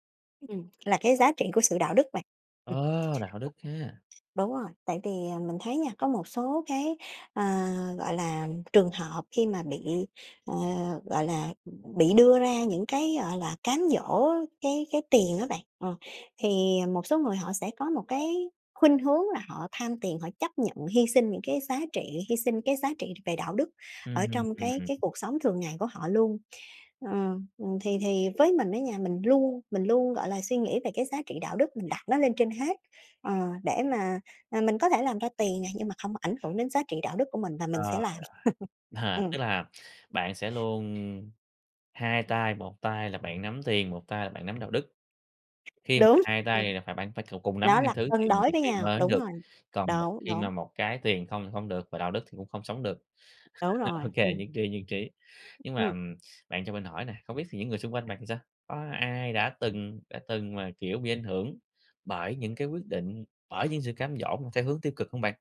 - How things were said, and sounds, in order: tapping; other background noise; laughing while speaking: "À"; chuckle; chuckle
- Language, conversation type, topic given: Vietnamese, podcast, Làm sao bạn tránh bị cám dỗ bởi lợi ích trước mắt?